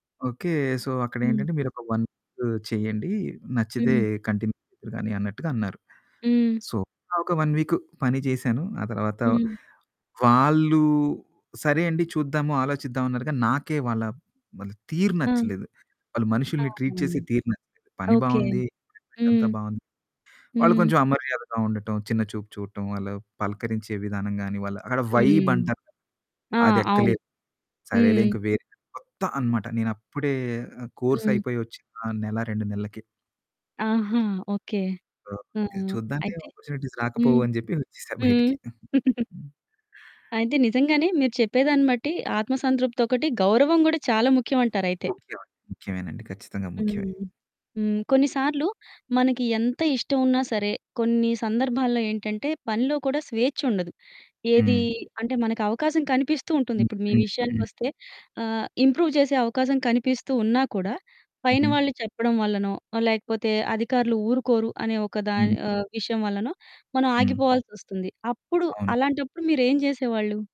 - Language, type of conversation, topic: Telugu, podcast, పని ద్వారా మీకు సంతోషం కలగాలంటే ముందుగా ఏం అవసరం?
- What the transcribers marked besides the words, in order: in English: "సో"; in English: "వన్ టూ"; in English: "కంటిన్యూ"; in English: "సో"; in English: "వన్"; in English: "ట్రీట్"; unintelligible speech; in English: "వైబ్"; tapping; other background noise; in English: "ఆపార్చునిటీస్"; laughing while speaking: "వచ్చేసా బయటికి"; chuckle; distorted speech; in English: "ఇంప్రూవ్"